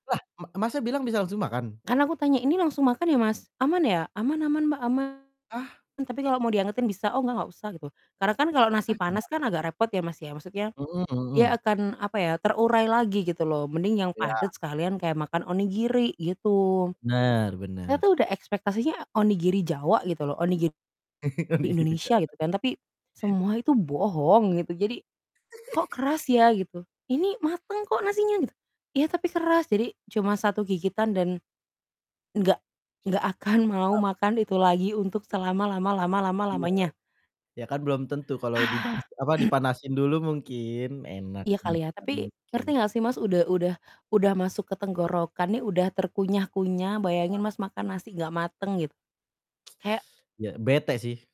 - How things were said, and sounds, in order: static; other background noise; distorted speech; chuckle; laughing while speaking: "Onigiri Jawa"; giggle; stressed: "bohong"; laughing while speaking: "akan"; sigh; throat clearing; tsk; teeth sucking
- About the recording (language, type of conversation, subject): Indonesian, unstructured, Apa pengalaman terkait makanan yang paling mengejutkan saat bepergian?